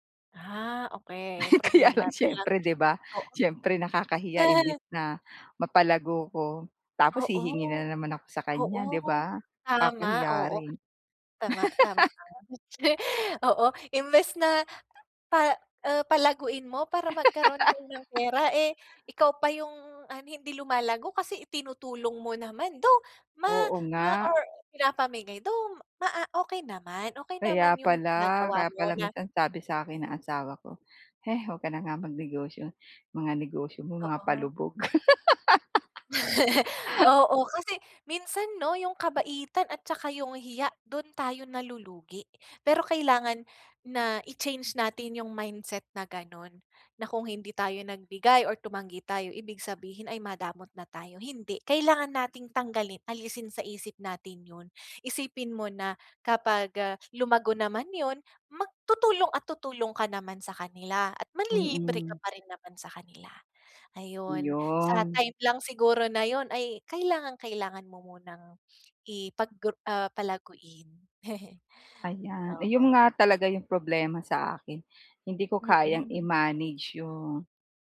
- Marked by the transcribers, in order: laugh; laughing while speaking: "Kaya lang siyempre, 'di ba"; other noise; laugh; laugh; laugh; laugh; chuckle
- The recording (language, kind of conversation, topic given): Filipino, advice, Paano ko pamamahalaan at palalaguin ang pera ng aking negosyo?